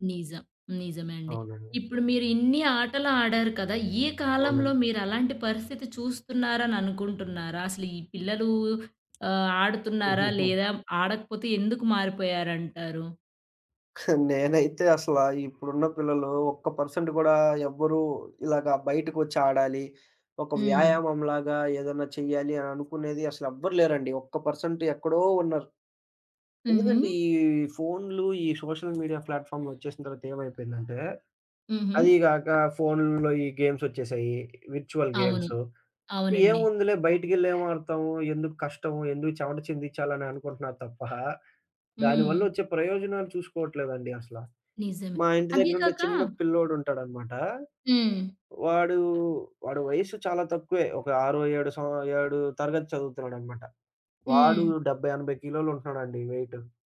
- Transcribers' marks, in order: tapping; giggle; giggle; in English: "పర్సెంట్"; in English: "పర్సెంట్"; other background noise; in English: "సోషల్ మీడియా ప్లాట్‌ఫామ్‌లొచ్చేసిన"; in English: "గేమ్స్"; in English: "విర్చువల్ గేమ్స్"; giggle
- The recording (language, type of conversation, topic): Telugu, podcast, సాంప్రదాయ ఆటలు చిన్నప్పుడు ఆడేవారా?